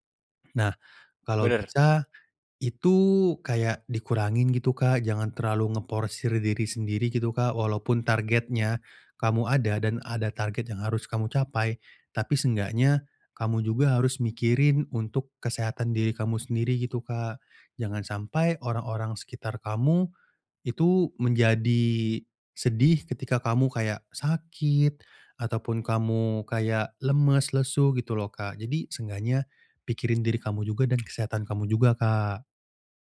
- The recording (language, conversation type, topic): Indonesian, advice, Bagaimana saya bisa tetap menekuni hobi setiap minggu meskipun waktu luang terasa terbatas?
- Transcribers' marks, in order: none